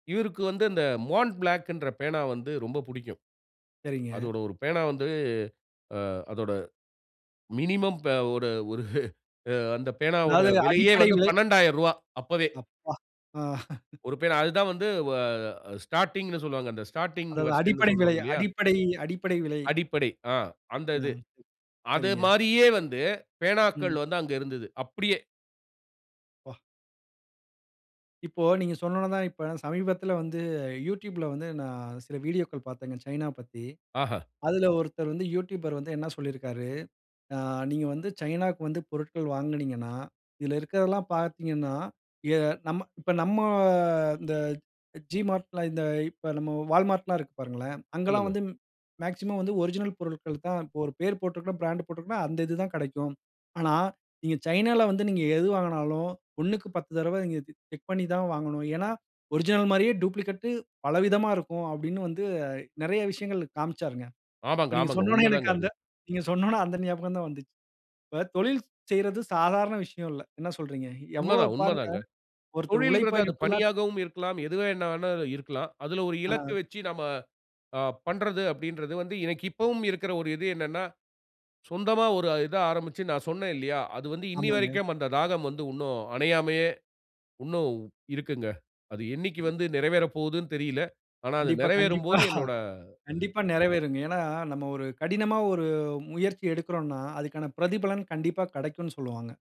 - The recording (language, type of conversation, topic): Tamil, podcast, நீண்டகால தொழில் இலக்கு என்ன?
- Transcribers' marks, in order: in English: "மினிமம்"; chuckle; in English: "ஸ்டார்ட்டிங்னு"; in English: "ஸ்டார்ட்டிங் வெர்ஷனு"; other noise; other background noise; in English: "மேக்ஸிமம்"; in English: "ஒரிஜினல்"; in English: "பிராண்ட்"; in English: "ஒரிஜினல்"; in English: "டூப்ளிகேட்"; chuckle